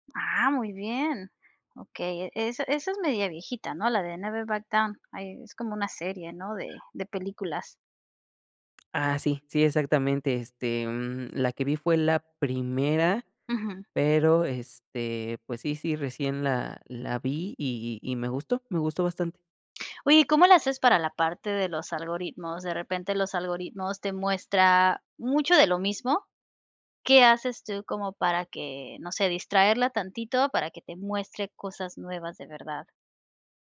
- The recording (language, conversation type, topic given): Spanish, podcast, ¿Cómo descubres nueva música hoy en día?
- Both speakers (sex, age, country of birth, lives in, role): female, 40-44, Mexico, Mexico, host; male, 20-24, Mexico, Mexico, guest
- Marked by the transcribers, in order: other background noise